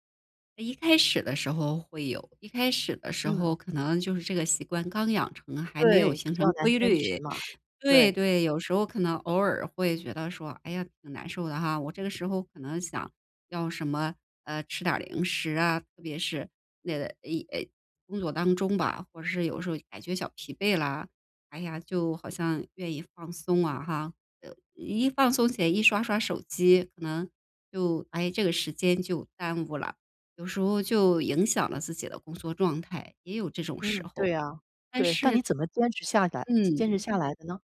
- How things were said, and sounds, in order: none
- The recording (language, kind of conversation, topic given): Chinese, podcast, 有哪些日常小仪式能帮你进入状态？